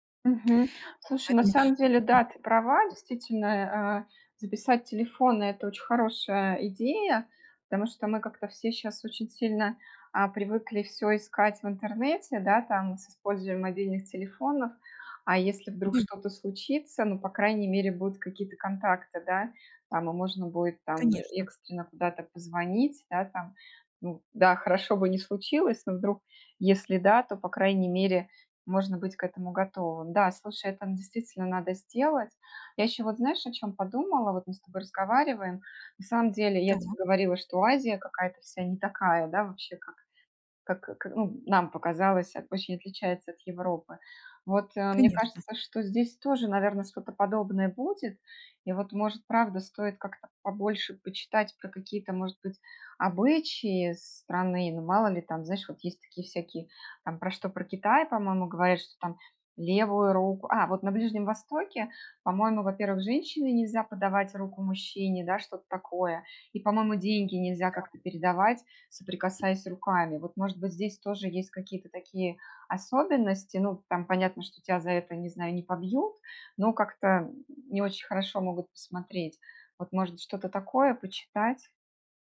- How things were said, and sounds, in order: other noise; other background noise; tapping
- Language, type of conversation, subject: Russian, advice, Как оставаться в безопасности в незнакомой стране с другой культурой?